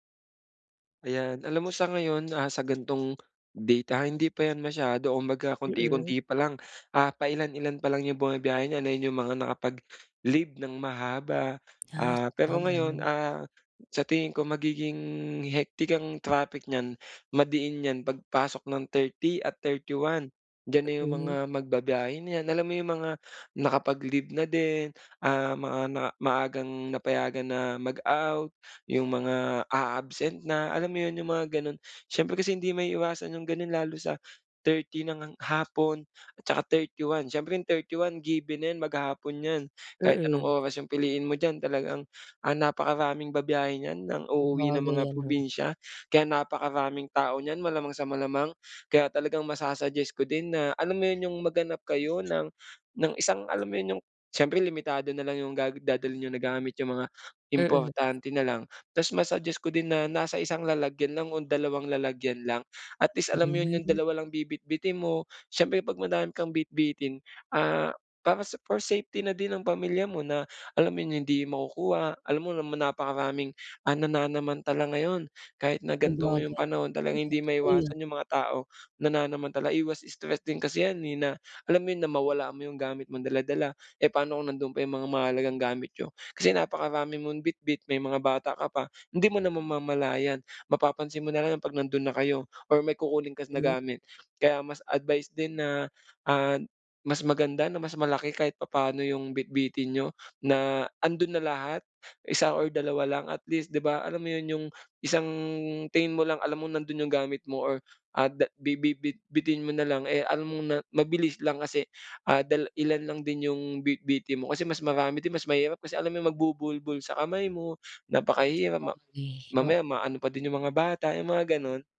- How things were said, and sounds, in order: other background noise; in English: "hectic"; tapping
- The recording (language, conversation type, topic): Filipino, advice, Paano ko makakayanan ang stress at abala habang naglalakbay?